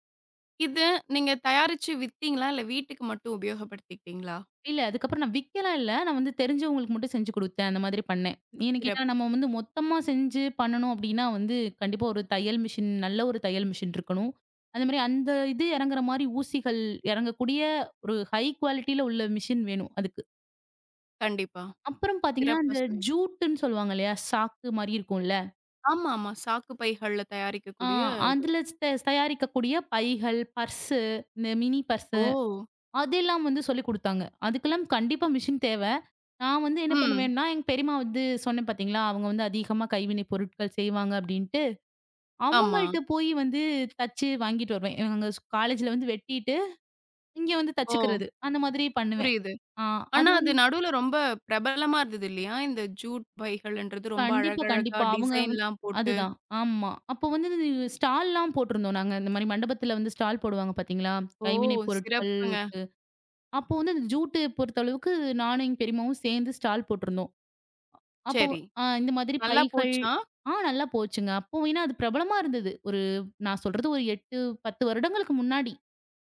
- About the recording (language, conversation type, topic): Tamil, podcast, நீ கைவினைப் பொருட்களைச் செய்ய விரும்புவதற்கு உனக்கு என்ன காரணம்?
- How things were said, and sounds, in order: in English: "மிஷின்"; in English: "மிஷின்"; in English: "ஹை குவாலிட்டில"; in English: "மிஷின்"; other background noise; in English: "பர்ஸு, மி மினி பர்ஸு"; in English: "மெஷின்"; in English: "காலேஜ்ல"; in English: "டிசைன்லாம்"; in English: "ஸ்டால்லாம்"; in English: "ஸ்டால்"; in English: "ஸ்டால்"